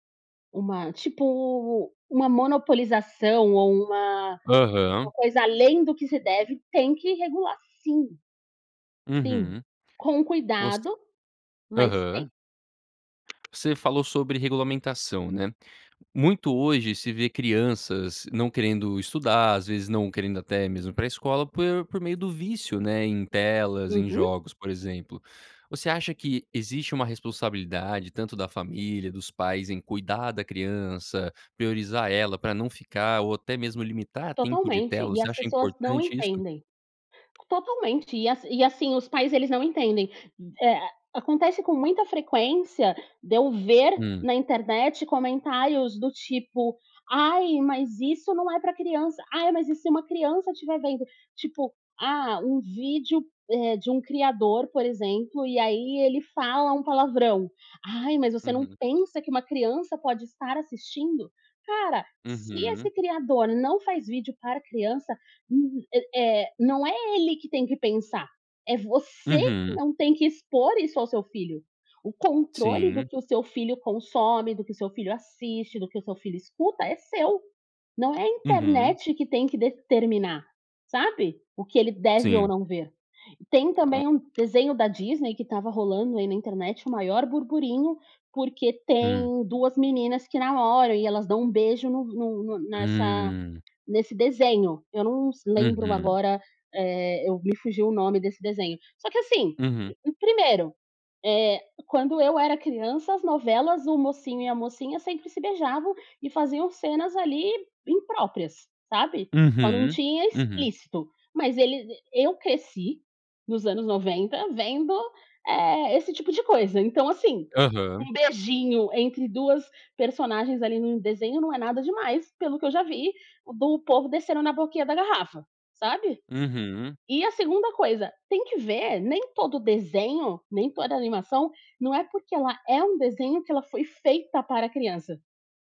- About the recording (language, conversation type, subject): Portuguese, podcast, como criar vínculos reais em tempos digitais
- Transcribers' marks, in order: tapping